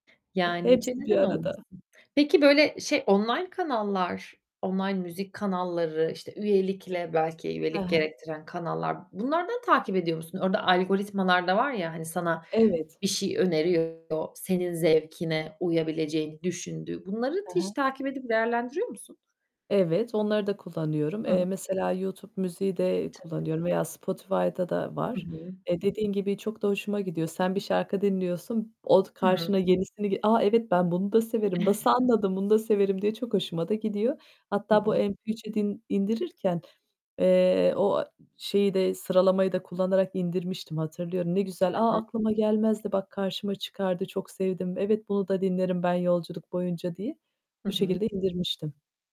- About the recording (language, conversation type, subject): Turkish, podcast, Hatırladığın en eski müzik anın ya da aklına kazınan ilk şarkı hangisiydi?
- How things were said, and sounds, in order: other background noise; tapping; static; distorted speech; giggle